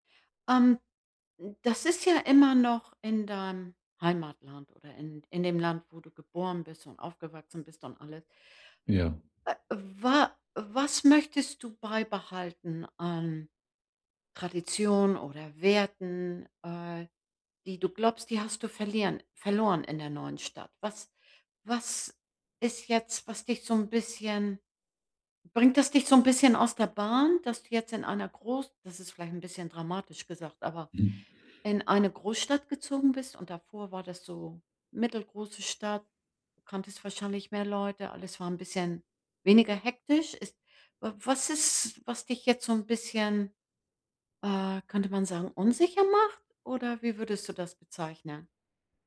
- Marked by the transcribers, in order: none
- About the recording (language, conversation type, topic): German, advice, Wie kann ich beim Umzug meine Routinen und meine Identität bewahren?